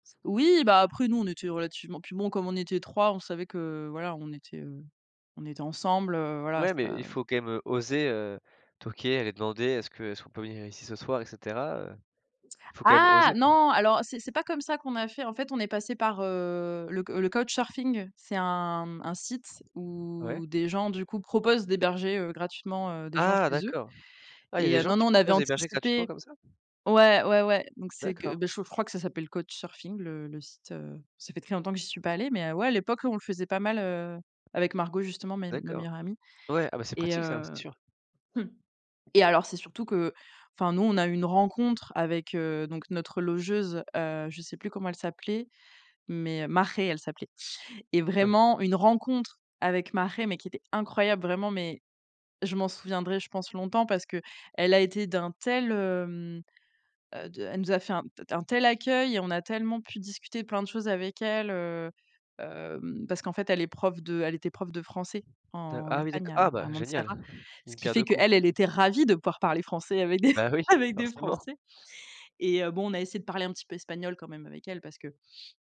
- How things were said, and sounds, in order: chuckle; chuckle
- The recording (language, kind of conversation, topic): French, podcast, Te souviens-tu d’un voyage qui t’a vraiment marqué ?